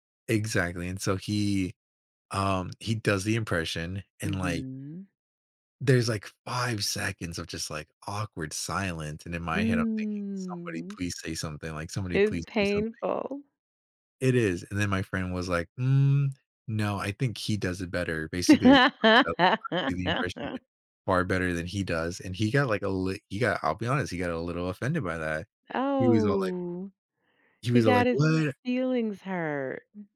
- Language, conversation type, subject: English, advice, How can I apologize sincerely?
- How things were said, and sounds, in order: tapping; other background noise; drawn out: "Mm"; laugh; unintelligible speech; drawn out: "Oh"